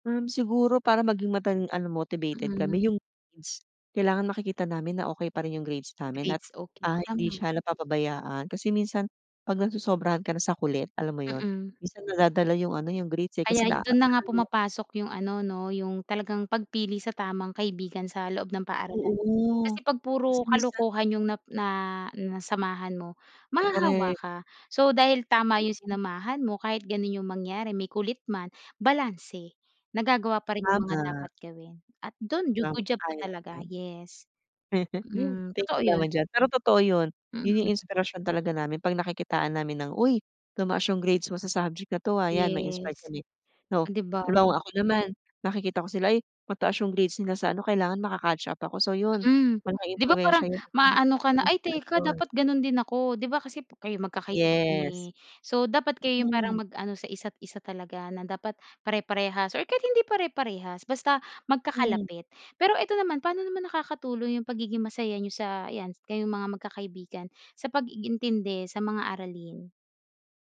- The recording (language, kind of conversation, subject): Filipino, podcast, Paano nakakatulong ang grupo o mga kaibigan sa pagiging mas masaya ng pag-aaral mo?
- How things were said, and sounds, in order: other background noise; laugh